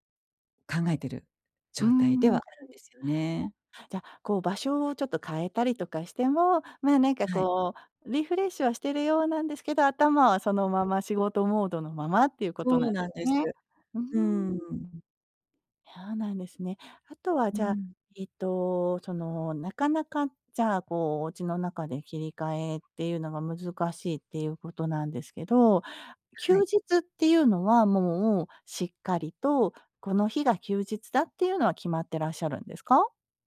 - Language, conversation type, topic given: Japanese, advice, 仕事と私生活の境界を守るには、まず何から始めればよいですか？
- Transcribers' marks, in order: other noise